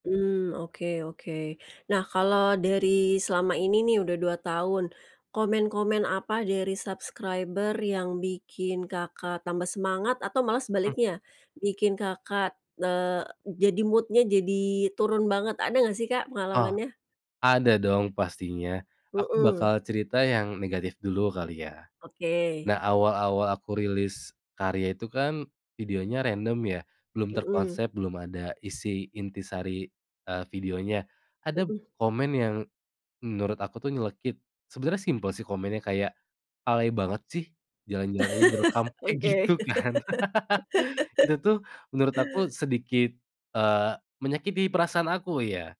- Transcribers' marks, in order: in English: "subscriber"; in English: "mood-nya"; tapping; laugh; laughing while speaking: "Kayak gitu kan"; laugh
- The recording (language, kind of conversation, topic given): Indonesian, podcast, Bagaimana kamu menjaga konsistensi berkarya di tengah kesibukan?